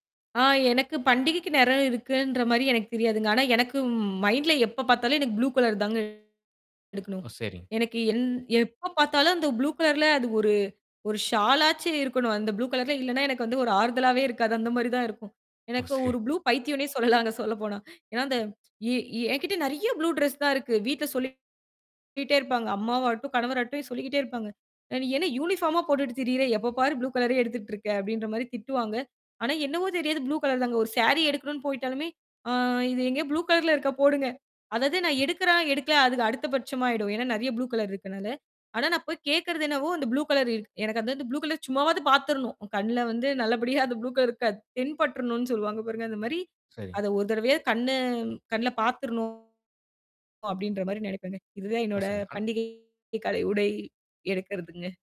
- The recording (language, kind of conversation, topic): Tamil, podcast, பண்டிகைகளுக்கு உடையை எப்படி தேர்வு செய்கிறீர்கள்?
- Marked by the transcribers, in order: static; in English: "மைண்ட்ல"; distorted speech; laughing while speaking: "வந்து ஒரு ஆறுதலாவே இருக்காது. அந்தமாரி தான் இருக்கும். எனக்கு ஒரு புளு பைத்தியோனே சொல்லலாங்க"; laughing while speaking: "ஓ! சரி"; other background noise; in English: "புளு ட்ரஸ்"; in English: "ஸேரி"; laughing while speaking: "புளு கலர்ல இருக்க போடுங்க"; laughing while speaking: "நல்லபடியா அந்த புளு கலர் இருக்காது"